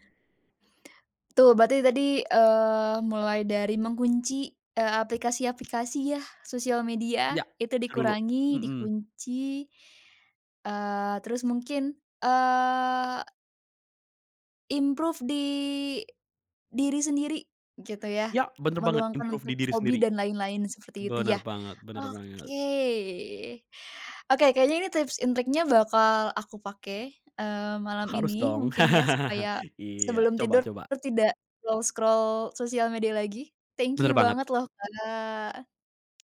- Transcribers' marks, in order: drawn out: "eee"; in English: "improve"; other background noise; tapping; in English: "improve"; drawn out: "oke"; in English: "and"; chuckle; in English: "scroll-scroll"
- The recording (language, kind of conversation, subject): Indonesian, podcast, Pernahkah kamu merasa kecanduan ponsel, dan bagaimana kamu mengatasinya?